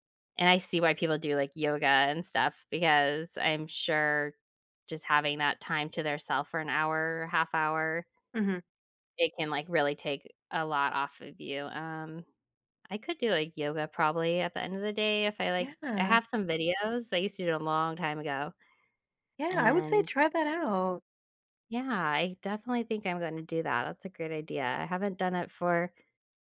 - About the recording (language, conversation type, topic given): English, advice, How can I manage stress from daily responsibilities?
- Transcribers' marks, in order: none